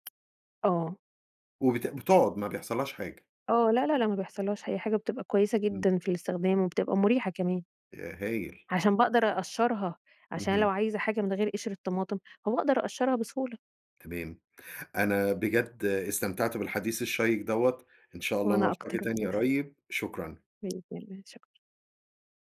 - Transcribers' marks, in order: tapping; unintelligible speech; chuckle
- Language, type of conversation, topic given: Arabic, podcast, إزاي تخطط لوجبات الأسبوع بطريقة سهلة؟